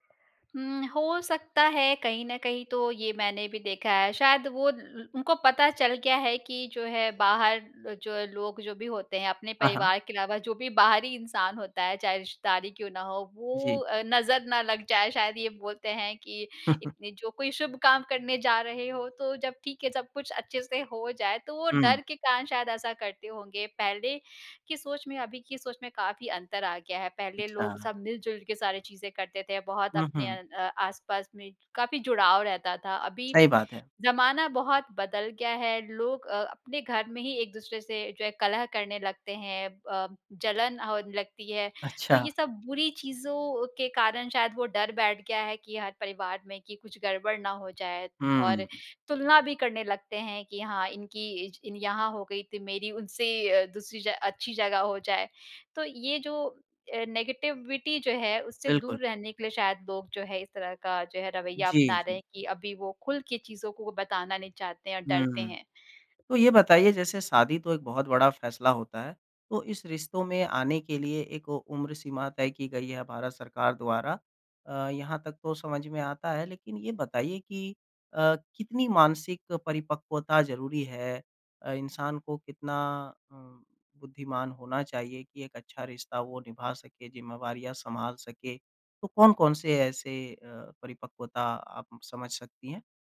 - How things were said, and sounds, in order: chuckle; in English: "नेगेटिविटी"; other background noise
- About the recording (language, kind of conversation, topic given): Hindi, podcast, शादी या रिश्ते को लेकर बड़े फैसले आप कैसे लेते हैं?